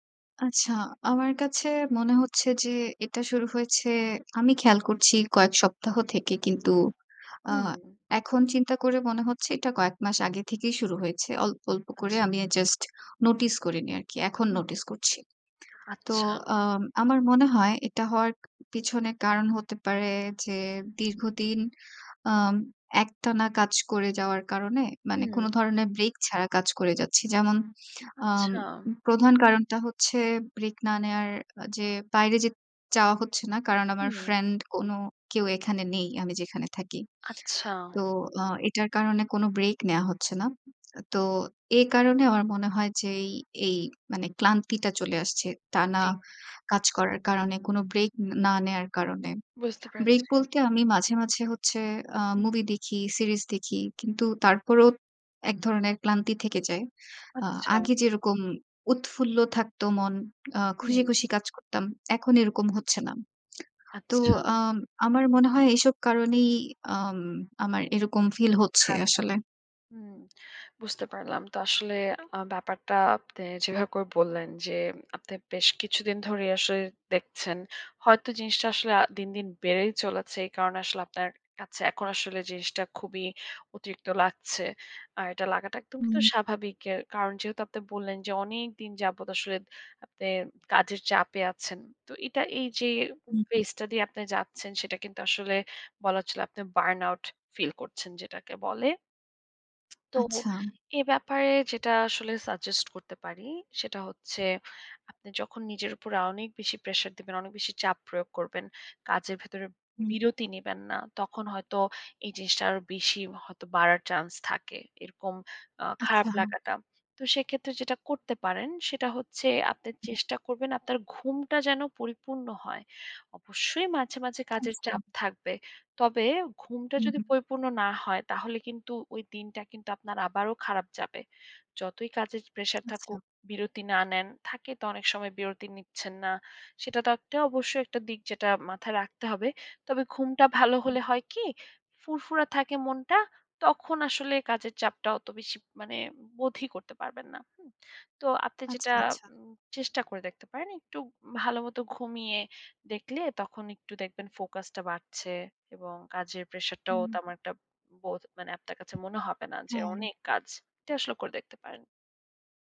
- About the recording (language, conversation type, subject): Bengali, advice, দীর্ঘদিন কাজের চাপের কারণে কি আপনি মানসিক ও শারীরিকভাবে অতিরিক্ত ক্লান্তি অনুভব করছেন?
- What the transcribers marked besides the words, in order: tapping; unintelligible speech; in English: "phase"; in English: "burn out"; tsk; in English: "suggest"